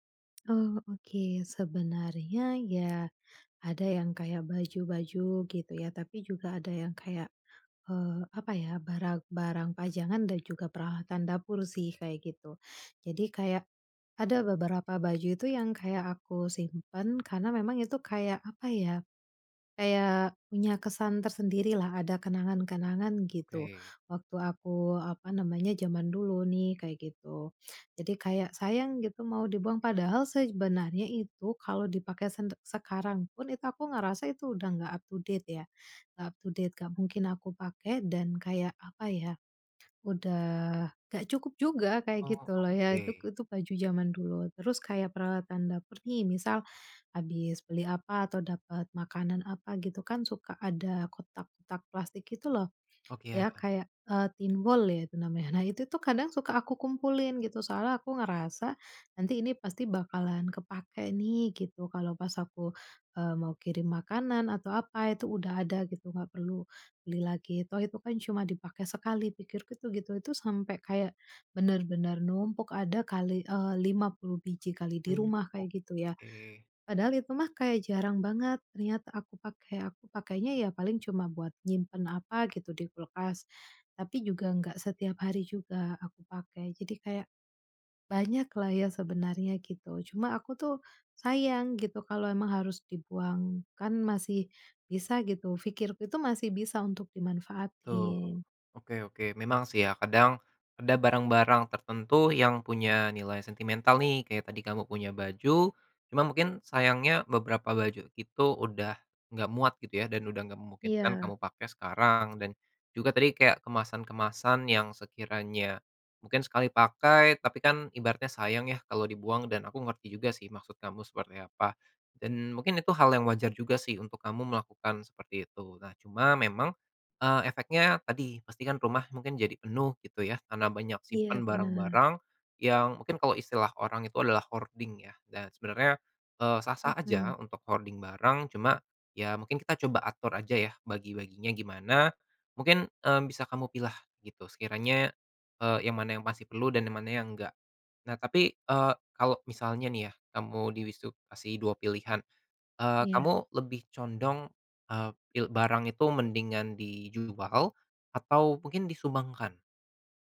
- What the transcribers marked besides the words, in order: other background noise; tapping; lip smack; in English: "up-to-date"; in English: "up-to-date"; in English: "thinwall"; in English: "hoarding"; in English: "hoarding"
- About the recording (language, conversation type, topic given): Indonesian, advice, Bagaimana cara menentukan barang mana yang perlu disimpan dan mana yang sebaiknya dibuang di rumah?